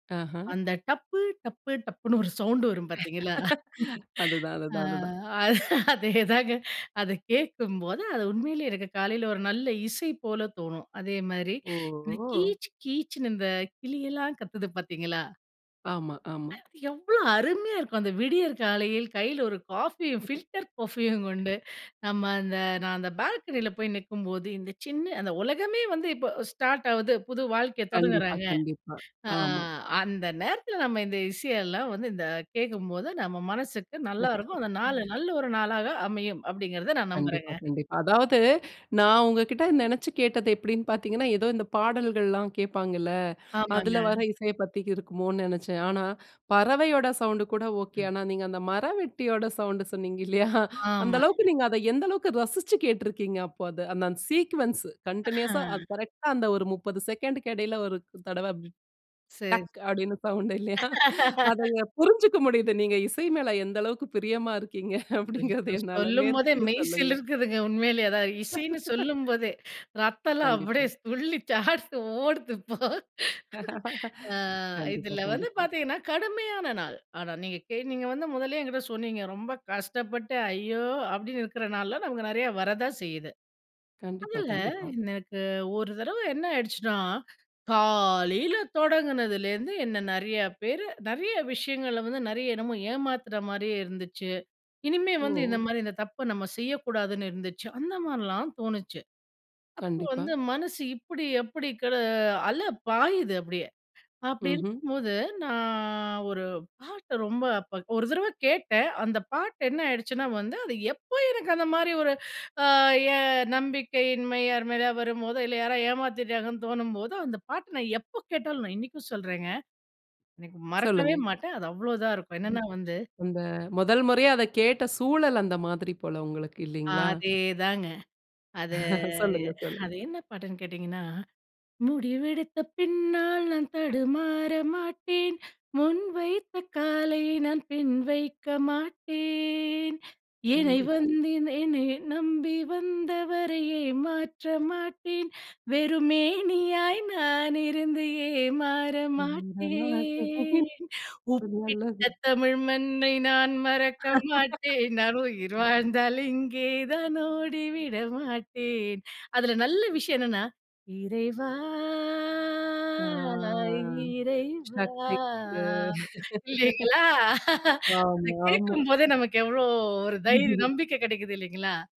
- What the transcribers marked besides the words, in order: laugh; laughing while speaking: "பார்த்தீர்களா? ஆ, அதேதாங்க. அத கேட்கும்போது அது உண்மையிலே எனக்கு காலைல"; other background noise; chuckle; chuckle; laugh; chuckle; in English: "சீக்வென்ஸ் கன்டினியூஸ்ஸா"; laugh; unintelligible speech; laughing while speaking: "புரிஞ்சுக்க முடியுது. நீங்க இசை மேல … என்னால. மேற்கொண்டு சொல்லுங்க"; laugh; laughing while speaking: "இசைன்னு சொல்லும் போதே ரத்தம் எல்லாம் அப்டியே துள்ளி ஓடுது இப்போ"; unintelligible speech; laugh; laugh; singing: "முடிவெடுத்த பின்னால் நான் தடுமாற மாட்டேன் … ஓடி விட மாட்டேன்"; unintelligible speech; laugh; unintelligible speech; laugh; drawn out: "ஆ"; laughing while speaking: "சக்தி கொடு"; chuckle; laugh
- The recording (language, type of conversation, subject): Tamil, podcast, கடுமையான நாளில் நீங்கள் கேட்க விரும்பும் இசை எது?